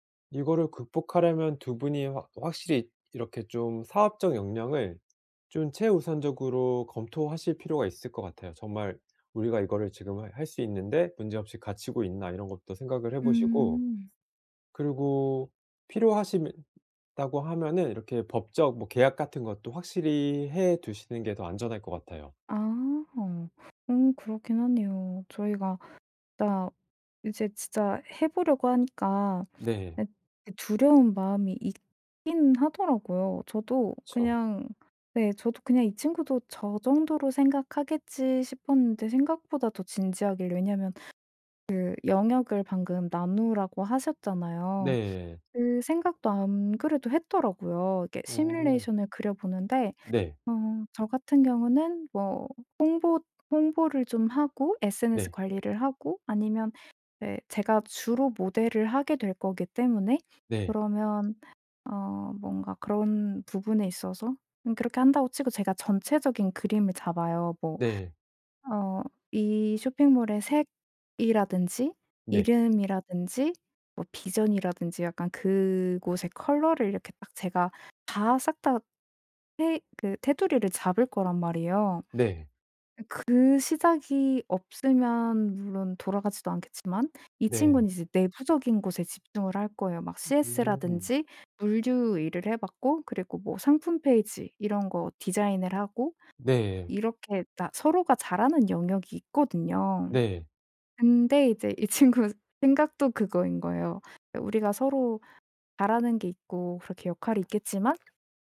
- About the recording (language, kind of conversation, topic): Korean, advice, 초보 창업자가 스타트업에서 팀을 만들고 팀원들을 효과적으로 관리하려면 어디서부터 시작해야 하나요?
- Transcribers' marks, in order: tapping; other background noise; laughing while speaking: "친구"